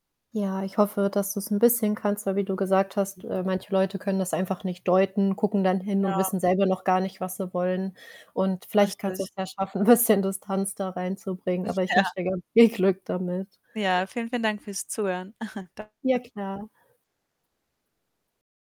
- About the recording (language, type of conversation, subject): German, advice, Wie finde ich meinen Stil, wenn ich bei modischen Entscheidungen unsicher bin?
- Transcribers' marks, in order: static; unintelligible speech; distorted speech; laughing while speaking: "'n bisschen"; chuckle; laughing while speaking: "Ja"; laughing while speaking: "viel Glück"; chuckle; other background noise